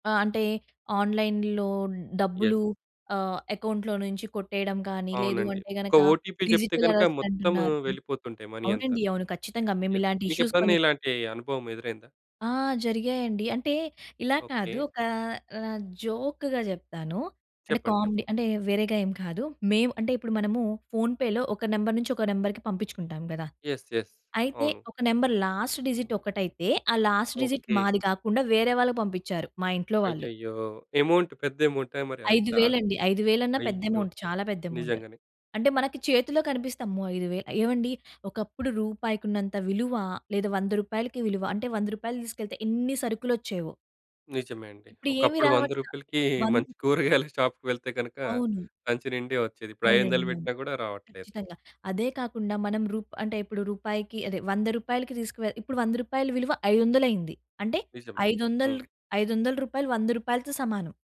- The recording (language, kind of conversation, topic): Telugu, podcast, మీరు డిజిటల్ చెల్లింపులను ఎలా ఉపయోగిస్తారు?
- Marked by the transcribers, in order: in English: "ఆన్‌లైన్‌లో"; in English: "యెస్"; in English: "అకౌంట్‌లో"; in English: "డిజిటల్ అరెస్ట్"; in English: "ఓటీపీ"; in English: "మనీ"; in English: "ఇష్యూస్"; in English: "జోక్‌గా"; in English: "కామెడీ"; in English: "ఫోన్‌పేలో"; in English: "నంబర్"; in English: "నంబర్‌కి"; in English: "యెస్. యెస్"; in English: "నంబర్ లాస్ట్ డిజిట్"; in English: "లాస్ట్ డిజిట్"; in English: "అమౌంట్"; in English: "అమౌంట్"; in English: "అమౌంట్"; chuckle